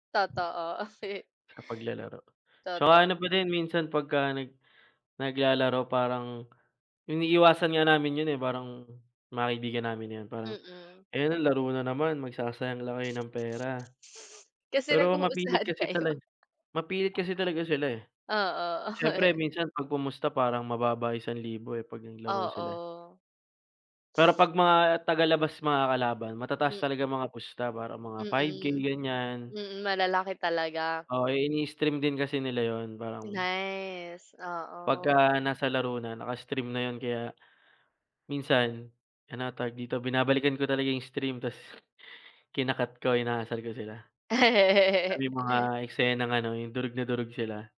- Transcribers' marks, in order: laugh; laughing while speaking: "nagpupustahan kayo"; laugh; drawn out: "Nice"; laugh
- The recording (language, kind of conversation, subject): Filipino, unstructured, Ano ang pinaka-nakakatawang nangyari habang ginagawa mo ang libangan mo?